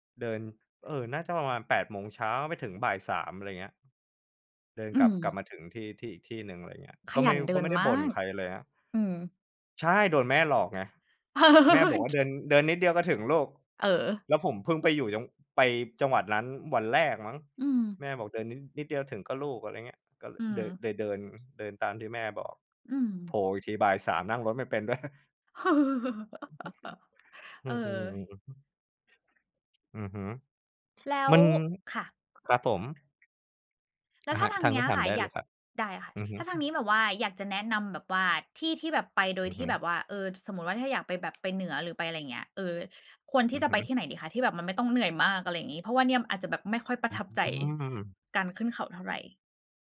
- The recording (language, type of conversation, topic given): Thai, unstructured, สถานที่ไหนที่คุณอยากกลับไปอีกครั้ง และเพราะอะไร?
- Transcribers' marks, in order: tapping; laugh; laugh; laughing while speaking: "ด้วย"; other background noise; chuckle